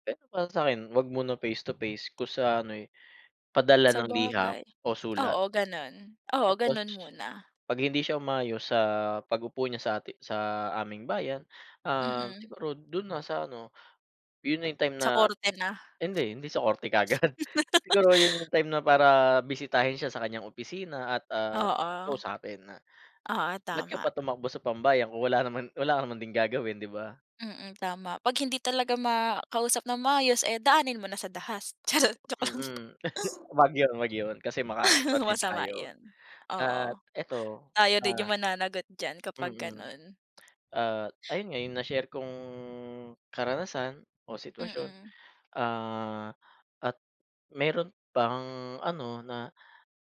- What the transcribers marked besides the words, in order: laugh; chuckle
- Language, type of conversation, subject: Filipino, unstructured, Ano ang nararamdaman mo kapag hindi natutupad ng mga politiko ang kanilang mga pangako?